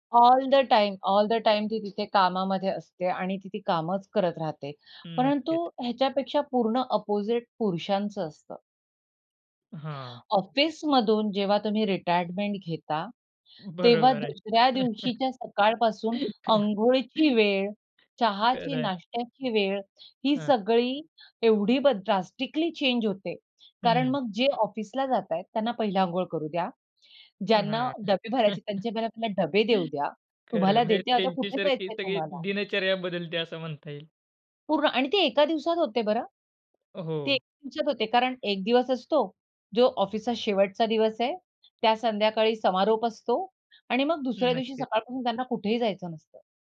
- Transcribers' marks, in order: in English: "ऑल द टाईम, ऑल द टाईम"; in English: "अपोझिट"; other background noise; chuckle; in English: "ड्रास्टिकली चेंज"; chuckle
- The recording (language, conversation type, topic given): Marathi, podcast, वयोवृद्ध लोकांचा एकटेपणा कमी करण्याचे प्रभावी मार्ग कोणते आहेत?